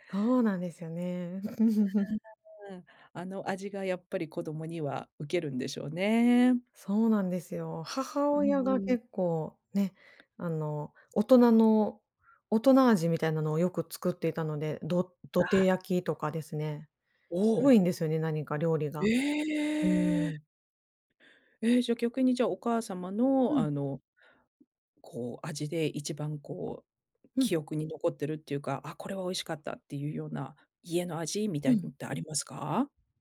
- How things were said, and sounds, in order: laugh; tapping
- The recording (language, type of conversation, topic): Japanese, podcast, 子どもの頃の家の味は、どんな料理でしたか？